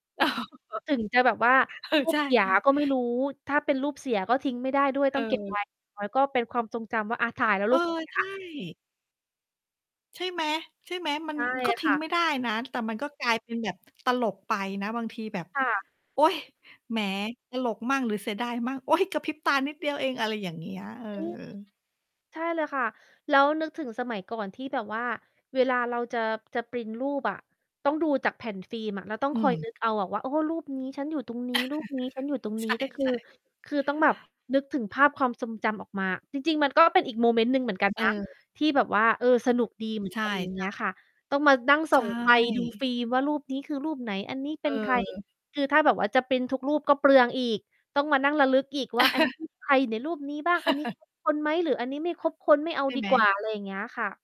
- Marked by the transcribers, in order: laugh; mechanical hum; distorted speech; static; laugh; laugh; tapping
- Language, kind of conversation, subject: Thai, unstructured, ในครอบครัวของคุณมีวิธีสร้างความทรงจำดีๆ ร่วมกันอย่างไรบ้าง?